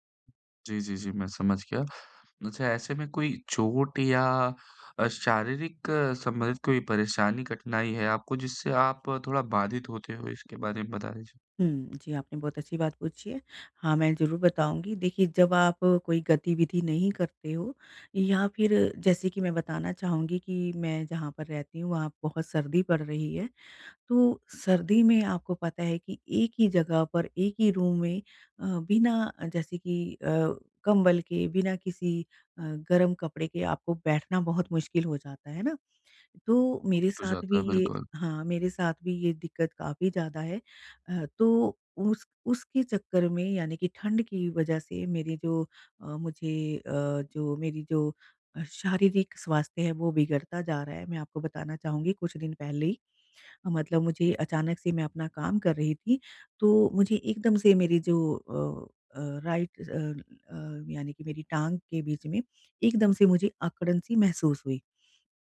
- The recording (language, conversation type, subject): Hindi, advice, मैं लंबे समय तक बैठा रहता हूँ—मैं अपनी रोज़मर्रा की दिनचर्या में गतिविधि कैसे बढ़ाऊँ?
- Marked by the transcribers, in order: tapping; in English: "रूम"; in English: "राइट"